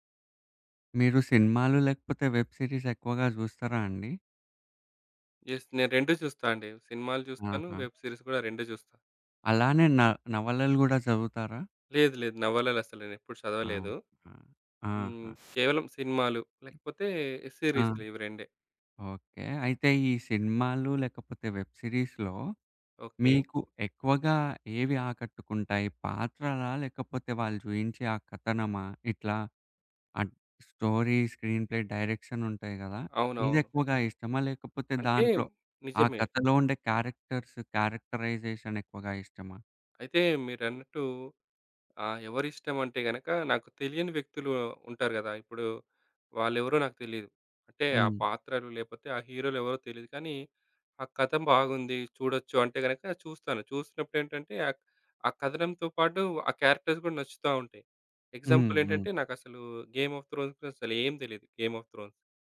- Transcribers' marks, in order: in English: "వెబ్ సీరీస్"; in English: "యెస్"; in English: "వెబ్ సీరీస్"; other background noise; in English: "వెబ్ సీరీస్‌లో"; in English: "స్టోరీ, స్క్రీన్ ప్లే, డైరెక్షన్"; in English: "క్యారెక్టర్స్ క్యారెక్టరైజేషన్"; tapping; in English: "క్యారెక్టర్స్"; in English: "ఎగ్జాంపుల్"
- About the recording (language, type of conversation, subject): Telugu, podcast, పాత్రలేనా కథనమా — మీకు ఎక్కువగా హృదయాన్ని తాకేది ఏది?